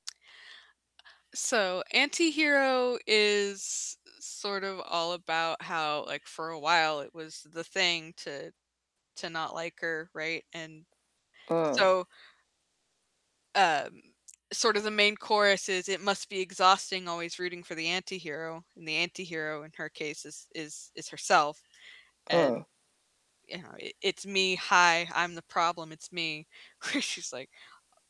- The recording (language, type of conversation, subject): English, unstructured, How do you decide which songs are worth singing along to in a group and which are better kept quiet?
- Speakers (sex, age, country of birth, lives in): female, 30-34, United States, United States; female, 40-44, United States, United States
- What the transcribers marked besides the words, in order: static; distorted speech; background speech; laughing while speaking: "Where she's"